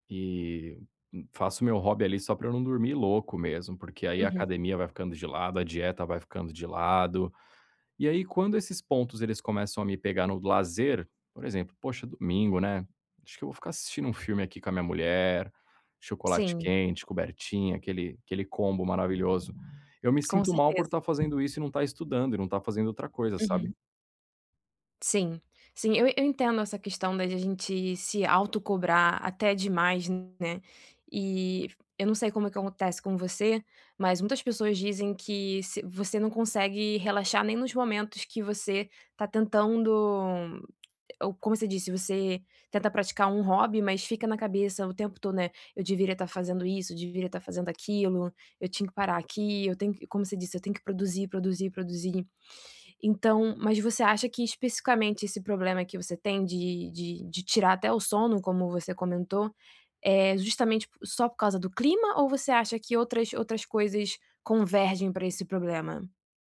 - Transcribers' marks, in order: other background noise; tapping
- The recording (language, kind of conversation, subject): Portuguese, advice, Como posso relaxar e aproveitar meu tempo de lazer sem me sentir culpado?